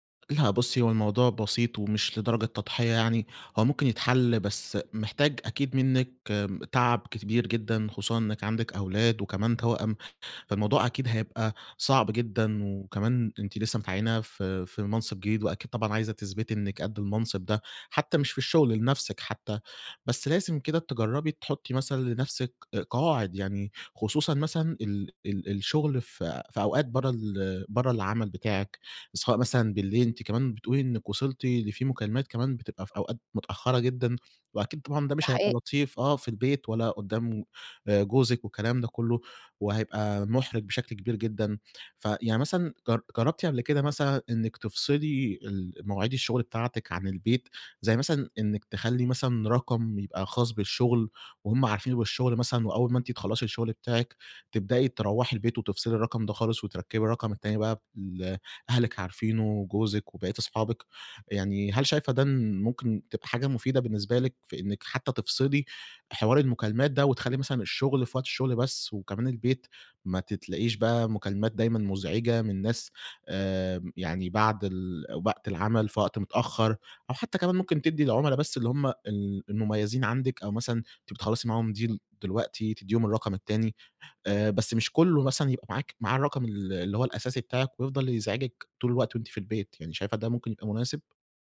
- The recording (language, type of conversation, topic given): Arabic, advice, إزاي أقدر أفصل الشغل عن حياتي الشخصية؟
- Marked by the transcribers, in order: "كبير" said as "كتبير"; tapping; in English: "deal"; unintelligible speech